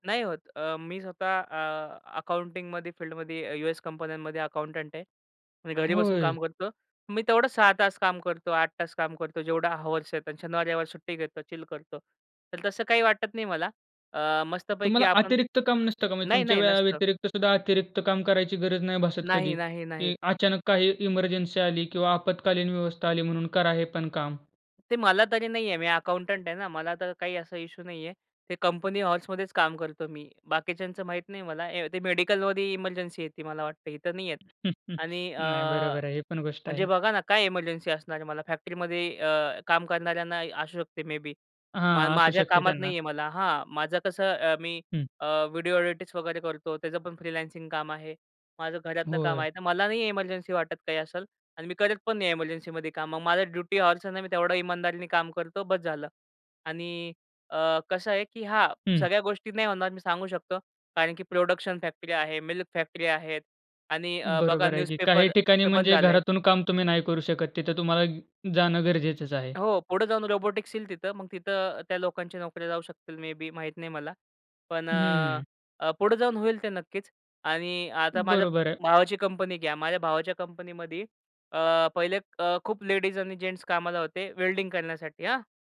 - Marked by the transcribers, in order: in English: "अकाउंटिंगमध्ये"; in English: "अकाउंटंट"; in English: "हॉवर्स"; in English: "चिल"; tapping; in English: "अकाउंटंट"; other noise; chuckle; in English: "फॅक्टरीमध्ये"; in English: "मे बी"; in English: "फ्रीलान्सिंग"; in English: "प्रोडक्शन फॅक्टरी"; in English: "मिल्क फॅक्टरी"; in English: "न्यूजपेपर"; in English: "रोबोटिक्स"; in English: "मे बी"; in English: "लेडीज"; in English: "जेन्ट्स"
- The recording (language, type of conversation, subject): Marathi, podcast, भविष्यात कामाचा दिवस मुख्यतः ऑफिसमध्ये असेल की घरातून, तुमच्या अनुभवातून तुम्हाला काय वाटते?